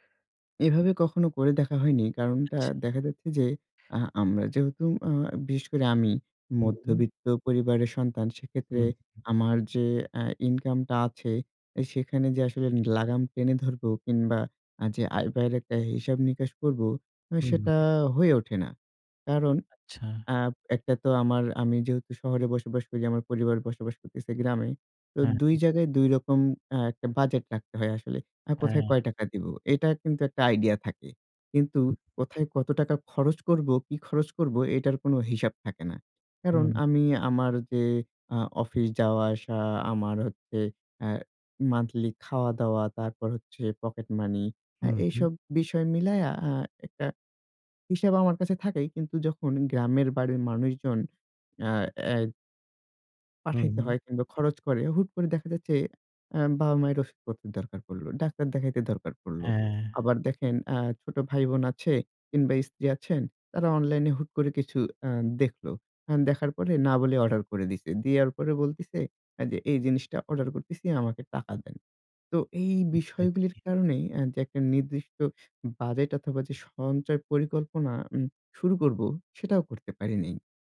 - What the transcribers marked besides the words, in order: tapping; unintelligible speech
- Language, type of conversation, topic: Bengali, advice, আর্থিক দুশ্চিন্তা কমাতে আমি কীভাবে বাজেট করে সঞ্চয় শুরু করতে পারি?